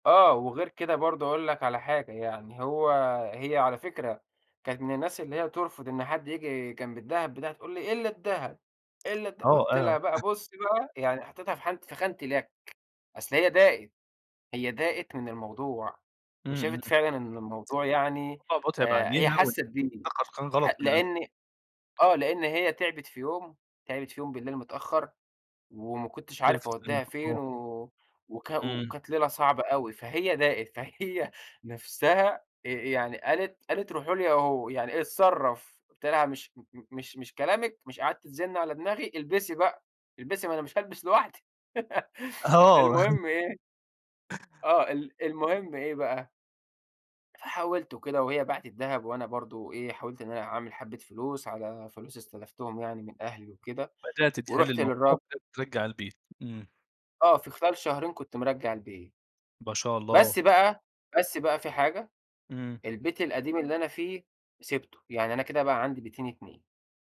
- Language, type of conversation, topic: Arabic, podcast, إيه أهم نصيحة تديها لحد بينقل يعيش في مدينة جديدة؟
- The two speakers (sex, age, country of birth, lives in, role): male, 25-29, Egypt, Egypt, guest; male, 25-29, Egypt, Egypt, host
- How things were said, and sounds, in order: tapping; chuckle; laugh; "ما شاء" said as "باشاء"